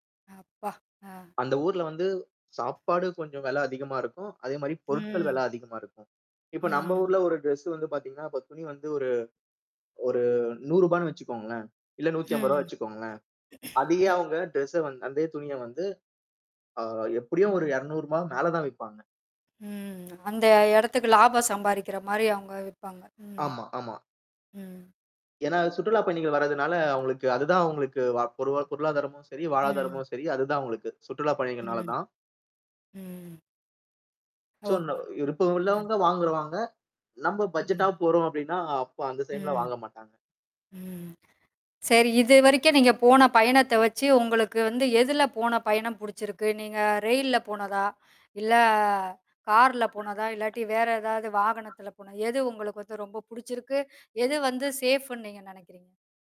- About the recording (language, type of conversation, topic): Tamil, podcast, பயணத்தில் உங்களுக்கு எதிர்பார்க்காமல் நடந்த சுவாரஸ்யமான சம்பவம் என்ன?
- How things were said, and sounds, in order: throat clearing; other background noise; other noise; in English: "சேஃப்"